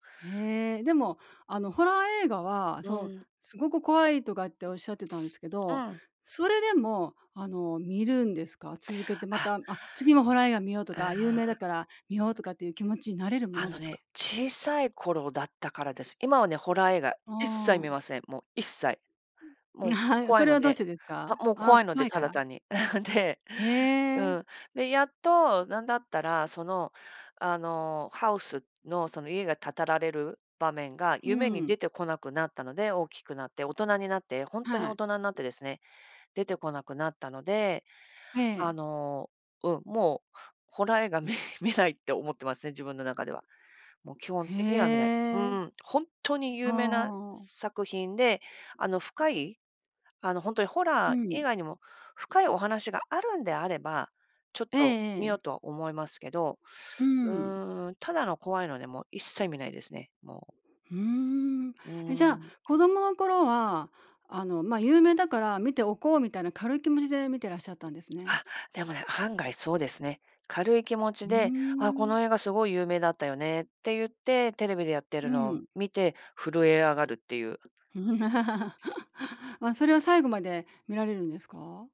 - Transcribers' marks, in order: tapping; chuckle; laughing while speaking: "み 見ない"; chuckle
- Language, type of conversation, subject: Japanese, podcast, 子どもの頃に影響を受けた映画はありますか？